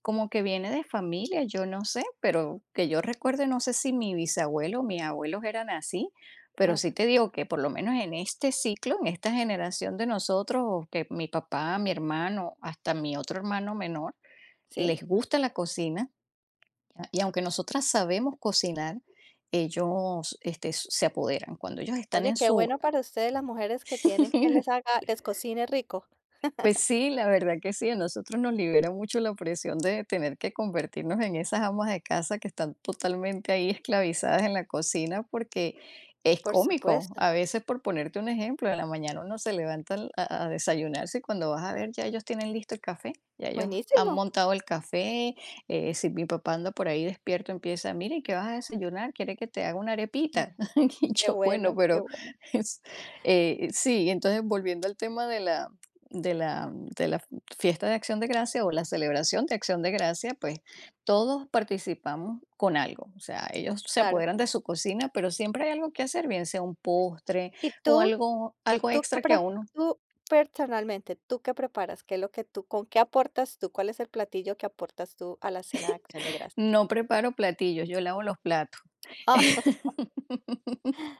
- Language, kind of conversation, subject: Spanish, podcast, ¿Cómo celebran en tu familia los días importantes?
- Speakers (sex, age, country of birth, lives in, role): female, 55-59, Colombia, United States, host; female, 55-59, Venezuela, United States, guest
- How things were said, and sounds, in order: other background noise; chuckle; chuckle; chuckle; giggle; chuckle; laugh